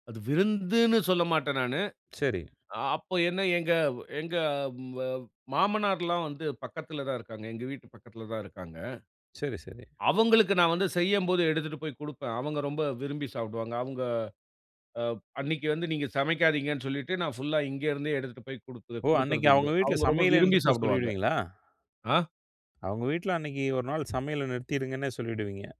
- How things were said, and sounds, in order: none
- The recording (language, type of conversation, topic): Tamil, podcast, உங்களுக்குப் பிடித்த ஒரு பொழுதுபோக்கைப் பற்றி சொல்ல முடியுமா?